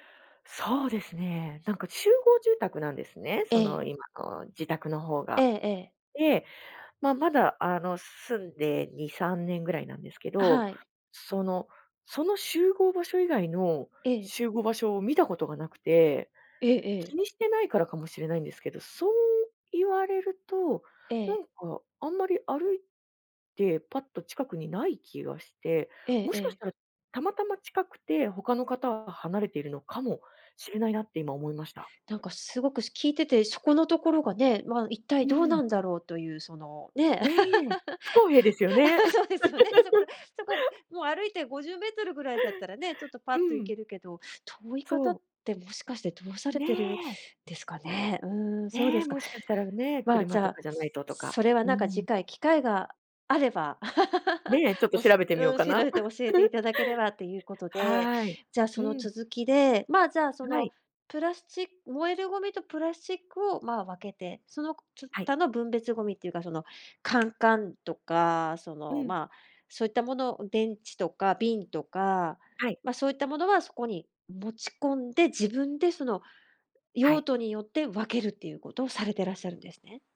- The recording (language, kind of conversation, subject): Japanese, podcast, ゴミ出しや分別はどのように管理していますか？
- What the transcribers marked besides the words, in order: laugh; laughing while speaking: "そうですよね。そこ、そこ"; laugh; laugh; giggle